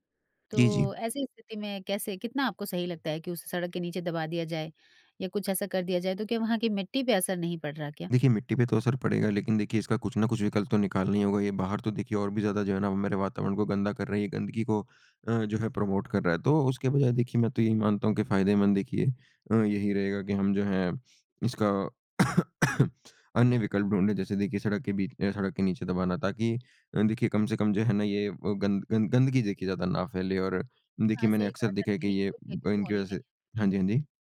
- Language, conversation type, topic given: Hindi, podcast, प्लास्टिक का उपयोग कम करने के आसान तरीके क्या हैं?
- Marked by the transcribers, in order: in English: "प्रमोट"; cough